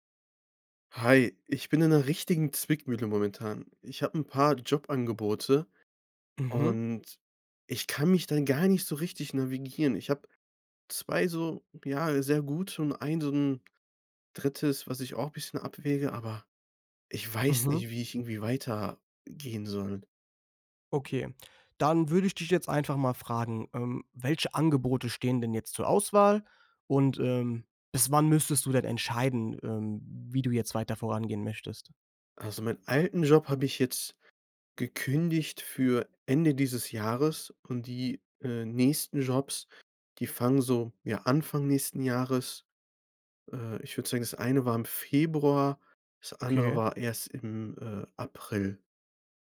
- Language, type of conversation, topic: German, advice, Wie wäge ich ein Jobangebot gegenüber mehreren Alternativen ab?
- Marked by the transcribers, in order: none